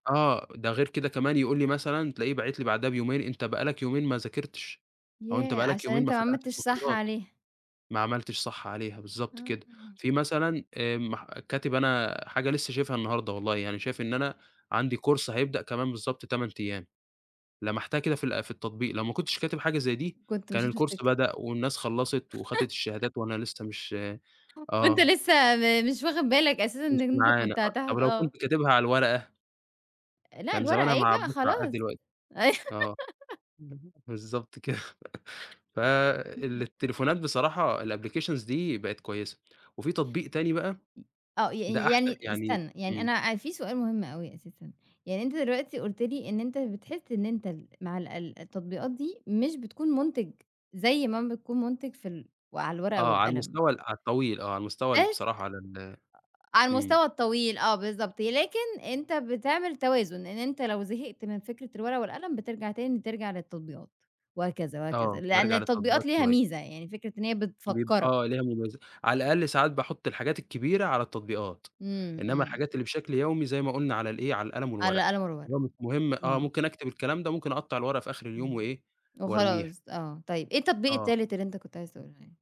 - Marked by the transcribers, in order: in English: "كورس"; in English: "الكورس"; laugh; unintelligible speech; laugh; laughing while speaking: "كده"; chuckle; in English: "الapplications"; unintelligible speech
- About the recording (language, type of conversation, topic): Arabic, podcast, ازاي بتنظّم مهامك باستخدام تطبيقات الإنتاجية؟